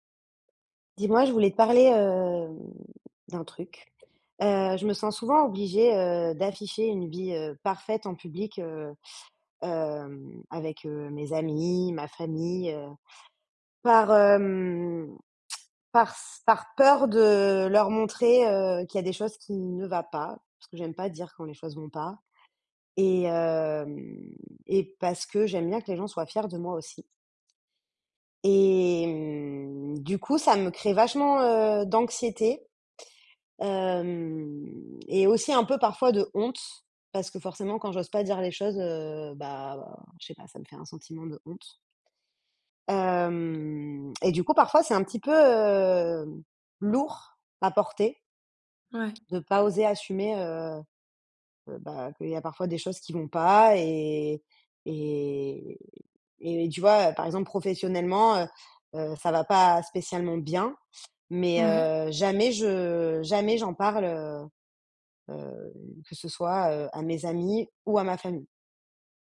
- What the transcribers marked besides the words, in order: drawn out: "hem"
- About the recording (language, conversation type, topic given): French, advice, Pourquoi ai-je l’impression de devoir afficher une vie parfaite en public ?